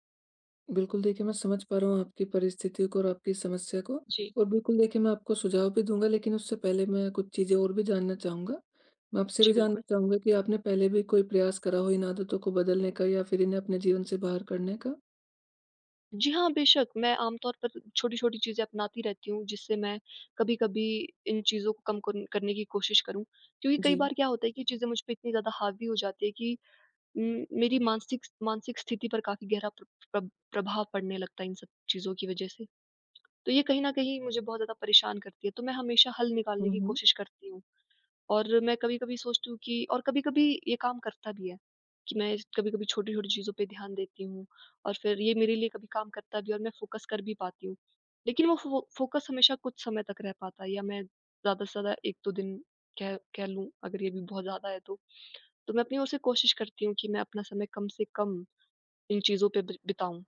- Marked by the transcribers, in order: in English: "फ़ोकस"; in English: "फ़ोकस"
- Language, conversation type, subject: Hindi, advice, मैं नकारात्मक आदतों को बेहतर विकल्पों से कैसे बदल सकता/सकती हूँ?